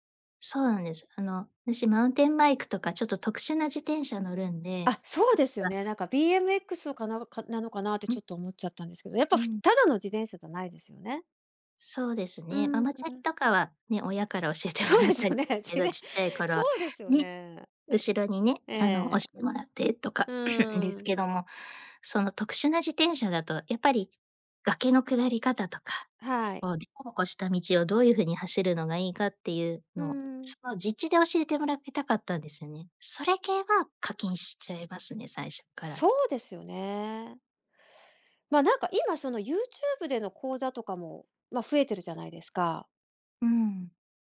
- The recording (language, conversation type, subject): Japanese, podcast, おすすめの学習リソースは、どのような基準で選んでいますか？
- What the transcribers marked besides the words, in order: other background noise; unintelligible speech; laughing while speaking: "教えてもらったりですけど"; laughing while speaking: "そうですよね。じぜん"; throat clearing; other noise